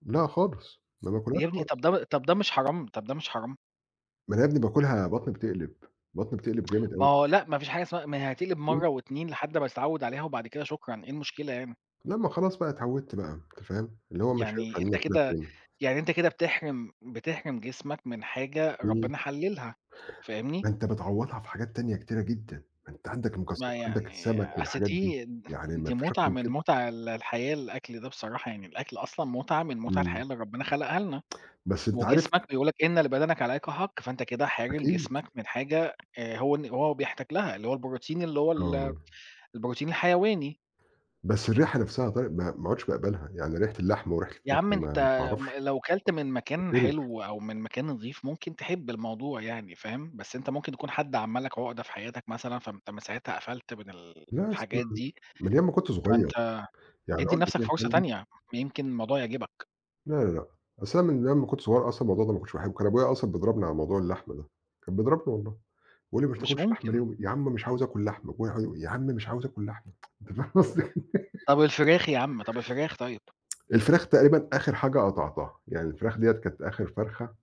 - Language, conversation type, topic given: Arabic, unstructured, إيه الأكلة اللي بتفكّرك بطفولتك؟
- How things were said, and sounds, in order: tsk; tapping; tsk; tsk; laugh